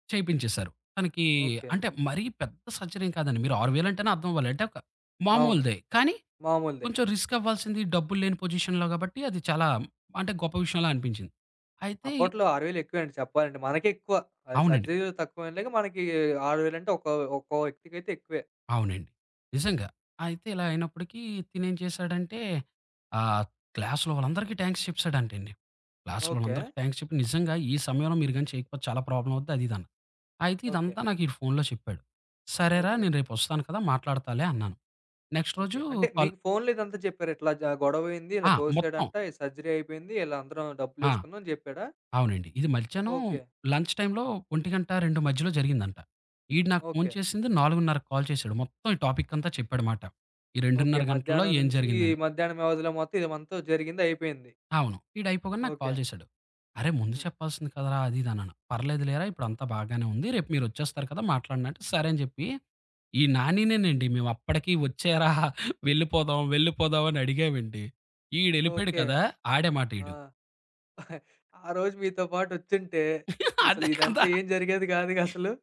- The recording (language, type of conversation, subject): Telugu, podcast, ఒక రిస్క్ తీసుకుని అనూహ్యంగా మంచి ఫలితం వచ్చిన అనుభవం ఏది?
- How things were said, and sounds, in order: in English: "సర్జరీ"; in English: "పొజిషన్‌లో"; in English: "సర్జరీలో"; in English: "క్లాస్‌లో"; in English: "థ్యాంక్స్"; in English: "క్లాస్‌లో"; in English: "థ్యాంక్స్"; in English: "ప్రాబ్లమ్"; in English: "నెక్స్ట్"; in English: "కాల్"; in English: "సర్జరీ"; in English: "లంచ్ టైమ్‌లో"; in English: "కాల్"; in English: "టాపిక్"; in English: "కాల్"; laughing while speaking: "వచ్చేరా వెళ్ళిపోదాం, వెళ్ళిపోదాం"; giggle; "అసలు" said as "ఇసలు"; laughing while speaking: "అదే కదా!"